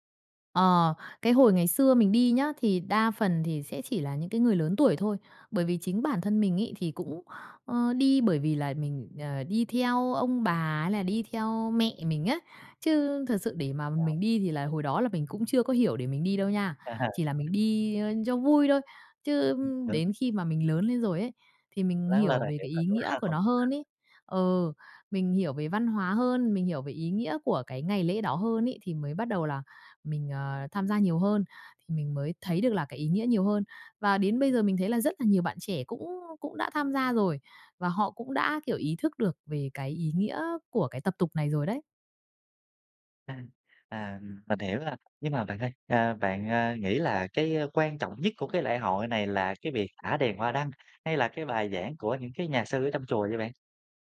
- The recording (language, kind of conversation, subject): Vietnamese, podcast, Bạn có thể kể về một lần bạn thử tham gia lễ hội địa phương không?
- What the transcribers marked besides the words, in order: tapping; unintelligible speech; laughing while speaking: "Ờ"; other background noise; unintelligible speech; laughing while speaking: "hông?"